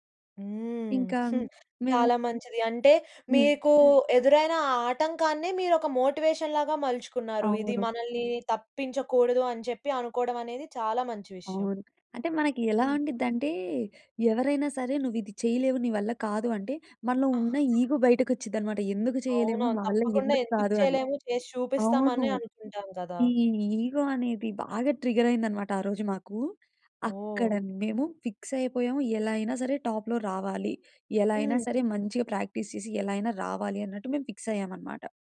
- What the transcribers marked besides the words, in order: scoff; other background noise; in English: "మోటివేషన్‌లాగా"; other noise; in English: "ఈగో"; in English: "ఈగో"; in English: "టాప్‌లో"; in English: "ప్రాక్టీస్"
- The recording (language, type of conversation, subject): Telugu, podcast, ప్రాక్టీస్‌లో మీరు ఎదుర్కొన్న అతిపెద్ద ఆటంకం ఏమిటి, దాన్ని మీరు ఎలా దాటేశారు?